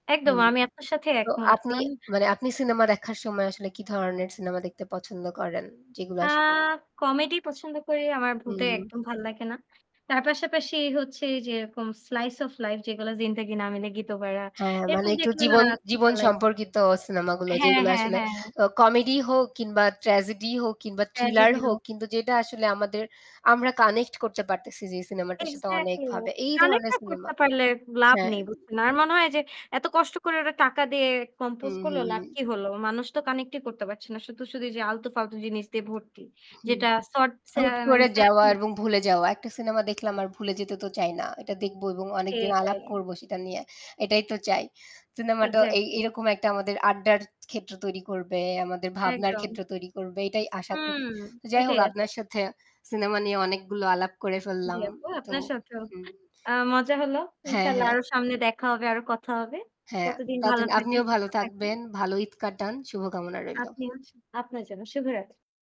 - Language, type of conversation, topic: Bengali, unstructured, আধুনিক সিনেমাগুলো কি শুধু অর্থ উপার্জনের জন্যই বানানো হয়?
- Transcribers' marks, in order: static; in English: "Comedy"; in English: "slice of life"; in English: "comedy"; in English: "tragedy"; in English: "thriller"; in English: "Tragedy"; in English: "connect"; in English: "Excatly, Connect"; in English: "compose"; in English: "connect"; unintelligible speech; in English: "analysis"; unintelligible speech; other background noise